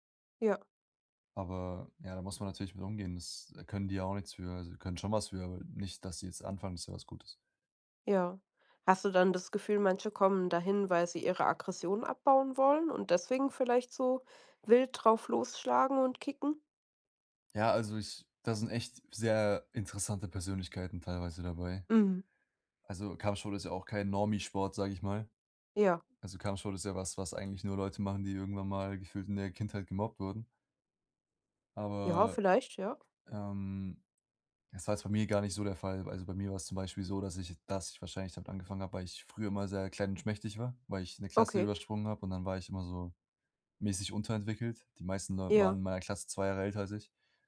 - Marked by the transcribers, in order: none
- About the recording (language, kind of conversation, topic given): German, advice, Wie gehst du mit einem Konflikt mit deinem Trainingspartner über Trainingsintensität oder Ziele um?